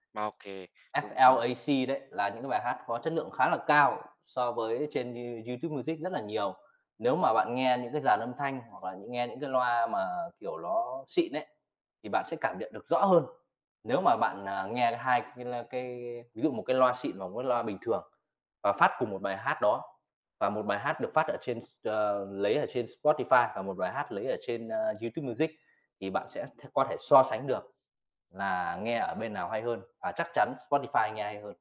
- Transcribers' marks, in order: in English: "F-L-A-C"
- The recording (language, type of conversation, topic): Vietnamese, podcast, Bạn thường phát hiện ra nhạc mới bằng cách nào?